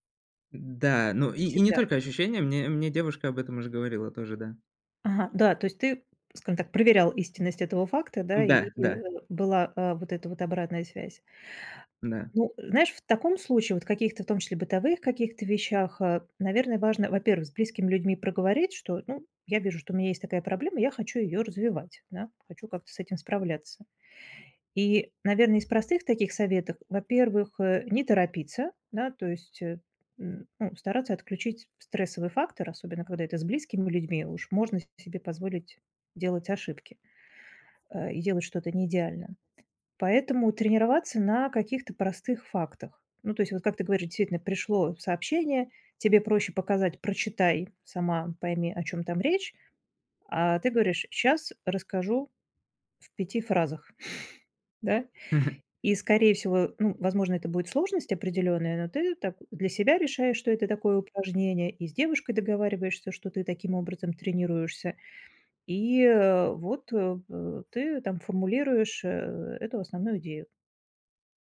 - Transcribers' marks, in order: tapping; other background noise; chuckle
- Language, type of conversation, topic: Russian, advice, Как мне ясно и кратко объяснять сложные идеи в группе?